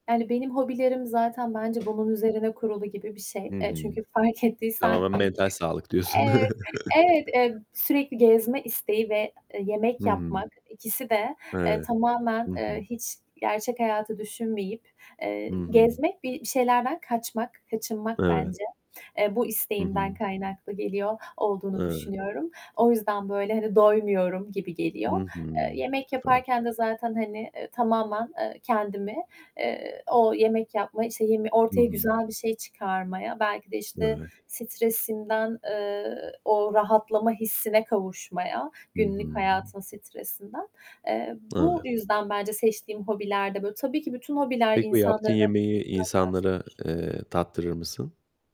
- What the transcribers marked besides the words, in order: static; tapping; other background noise; laughing while speaking: "diyorsun"; chuckle; distorted speech
- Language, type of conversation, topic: Turkish, unstructured, Hobiler stresle başa çıkmana nasıl yardımcı oluyor?